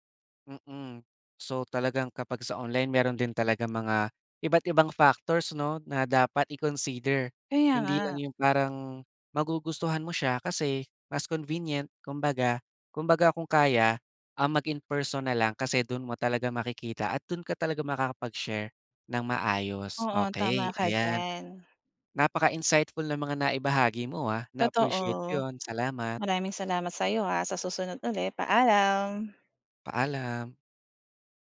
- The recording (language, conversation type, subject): Filipino, podcast, Mas madali ka bang magbahagi ng nararamdaman online kaysa kapag kaharap nang personal?
- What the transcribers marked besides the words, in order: other background noise; tapping